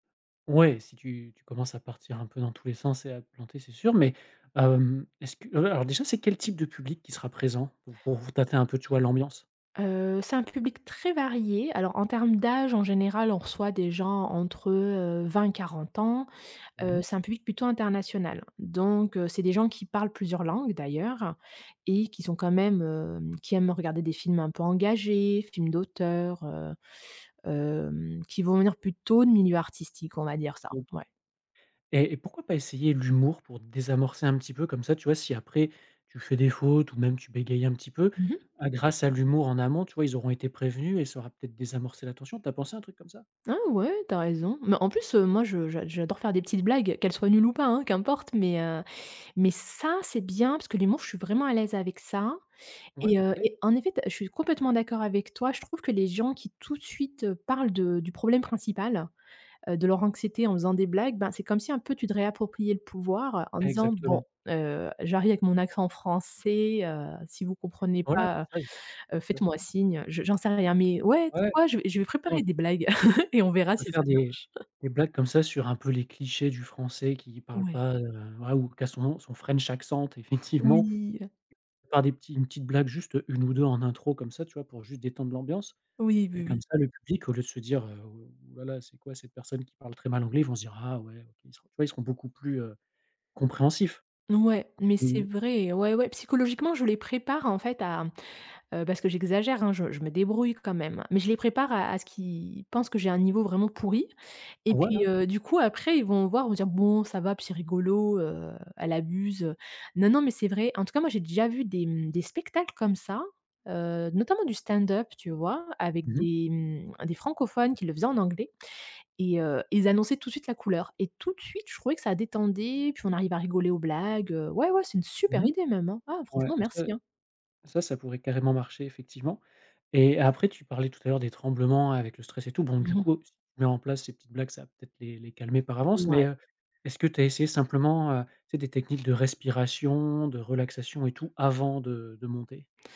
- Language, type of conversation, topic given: French, advice, Comment décririez-vous votre anxiété avant de prendre la parole en public ?
- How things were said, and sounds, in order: other background noise; unintelligible speech; chuckle; in English: "French accent"; tapping